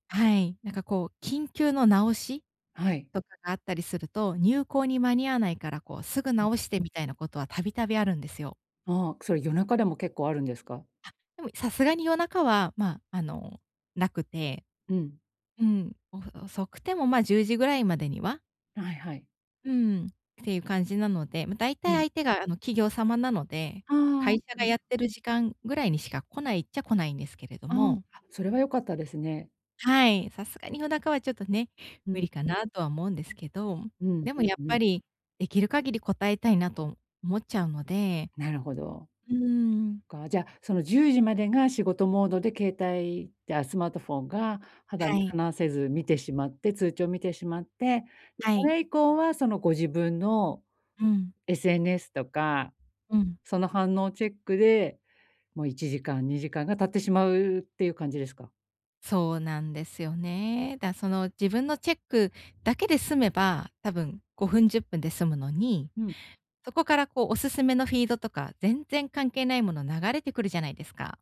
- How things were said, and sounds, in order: other background noise
- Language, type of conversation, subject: Japanese, advice, 就寝前に何をすると、朝すっきり起きられますか？